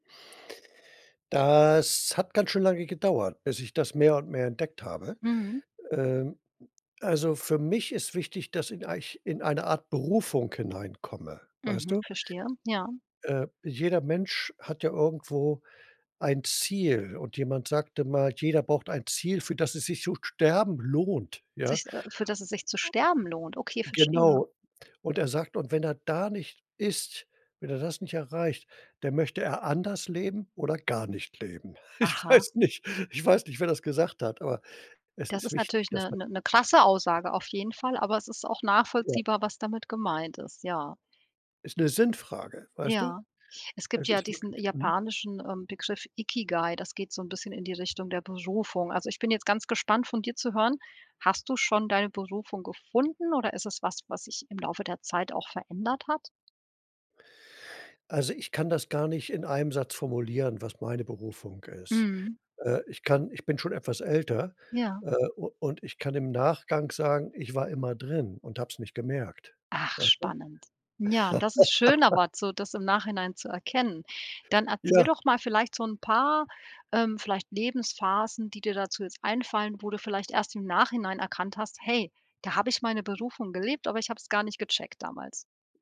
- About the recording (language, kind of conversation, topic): German, podcast, Wie findest du heraus, was dir wirklich wichtig ist?
- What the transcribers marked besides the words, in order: stressed: "lohnt"; unintelligible speech; laughing while speaking: "Ich weiß nicht"; other background noise; chuckle